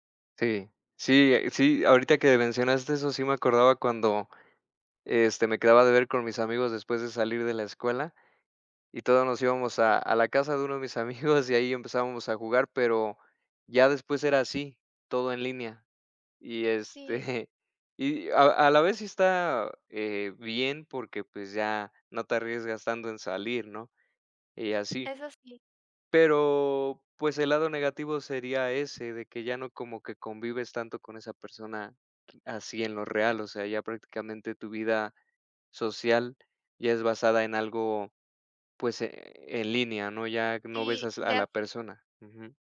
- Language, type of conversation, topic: Spanish, unstructured, ¿Crees que algunos pasatiempos son una pérdida de tiempo?
- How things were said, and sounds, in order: laughing while speaking: "amigos"; laughing while speaking: "este"